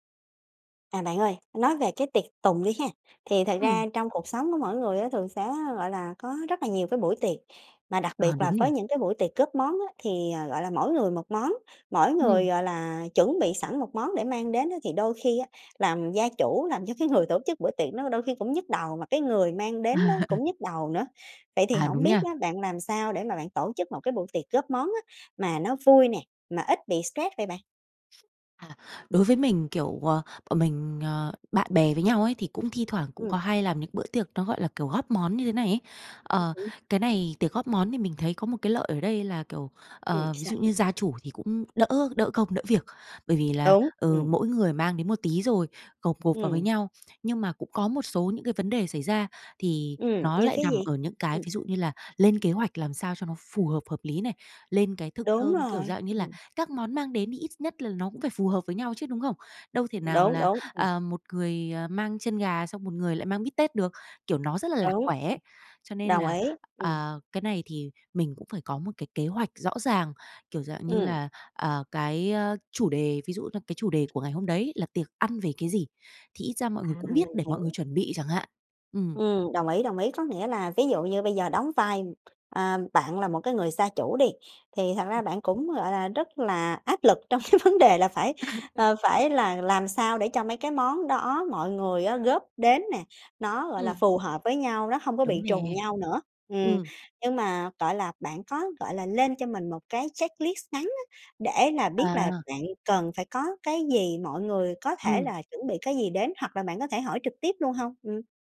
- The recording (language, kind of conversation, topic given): Vietnamese, podcast, Làm sao để tổ chức một buổi tiệc góp món thật vui mà vẫn ít căng thẳng?
- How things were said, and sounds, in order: tapping; laughing while speaking: "người"; laugh; other background noise; unintelligible speech; chuckle; laughing while speaking: "cái vấn đề"; in English: "checklist"